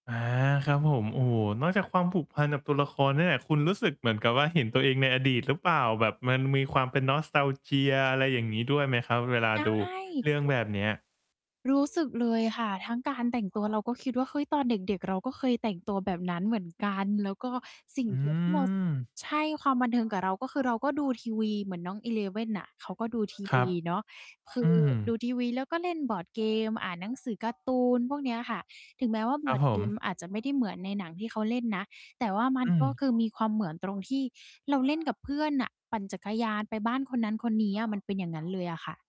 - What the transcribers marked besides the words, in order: in English: "nostalgia"; distorted speech
- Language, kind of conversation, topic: Thai, podcast, ช่วงหลัง ๆ มานี้รสนิยมการดูหนังของคุณเปลี่ยนไปอย่างไรบ้าง?